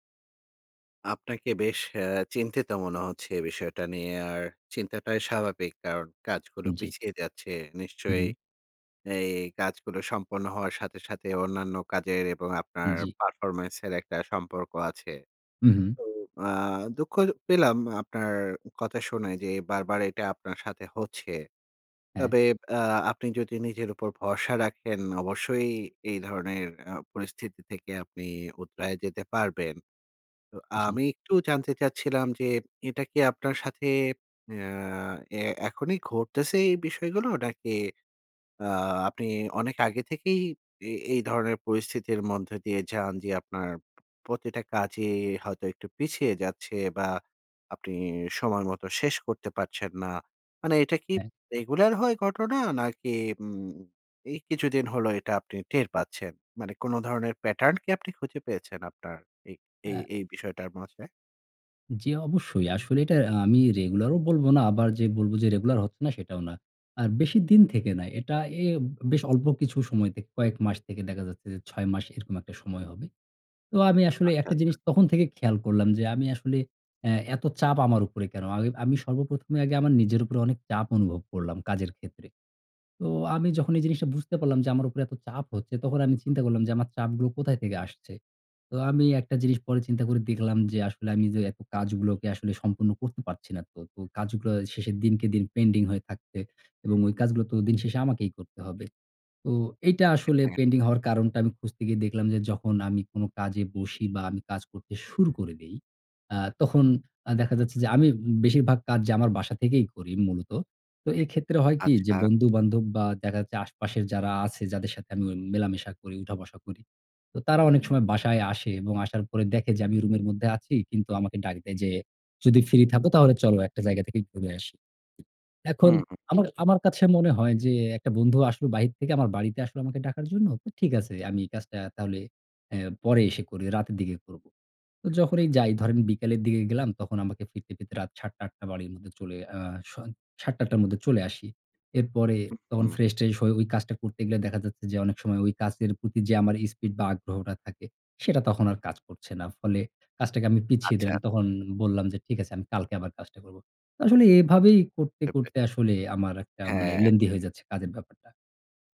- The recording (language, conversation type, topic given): Bengali, advice, কাজ বারবার পিছিয়ে রাখা
- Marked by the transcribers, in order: tapping; "উতরে" said as "উতরায়"; "প্রতিটা" said as "পতিটা"; "চাপ" said as "চাব"; in English: "পেন্ডিং"; in English: "পেন্ডিং"; "করতে" said as "হেপে"; in English: "লেংদি"